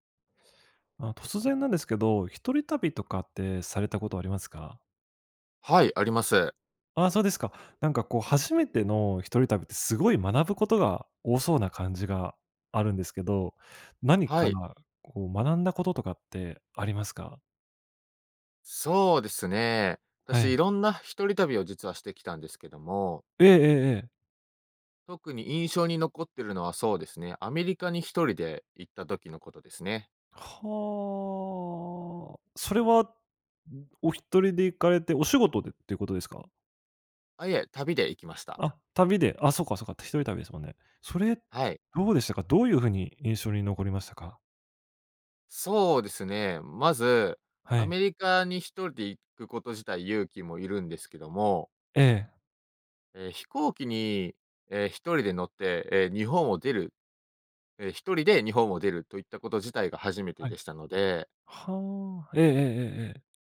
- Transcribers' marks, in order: drawn out: "はあ"
- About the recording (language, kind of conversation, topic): Japanese, podcast, 初めての一人旅で学んだことは何ですか？